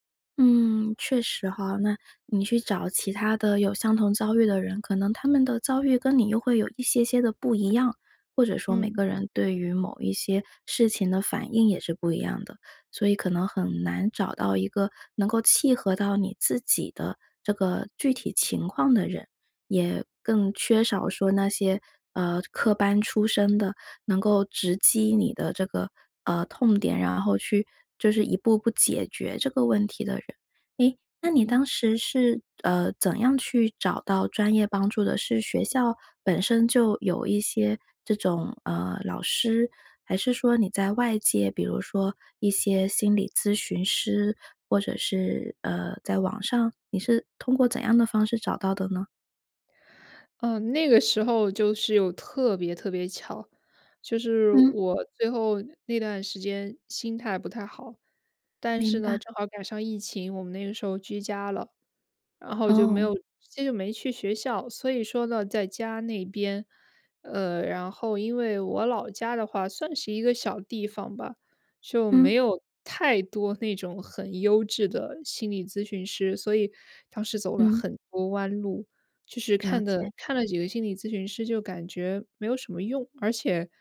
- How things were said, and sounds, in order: none
- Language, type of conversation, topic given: Chinese, podcast, 你怎么看待寻求专业帮助？